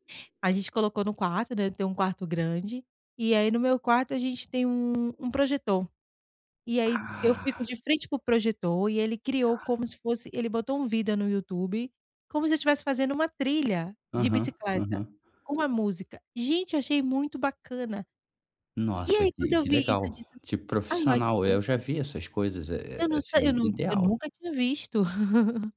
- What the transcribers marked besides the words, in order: laugh
- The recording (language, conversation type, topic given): Portuguese, advice, Como posso manter a motivação com pequenas vitórias diárias?